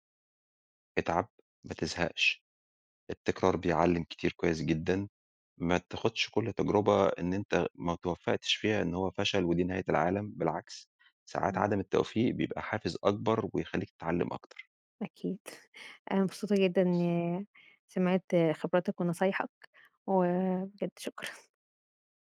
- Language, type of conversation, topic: Arabic, podcast, إيه نصيحتك للخريجين الجدد؟
- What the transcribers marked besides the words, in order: other background noise; chuckle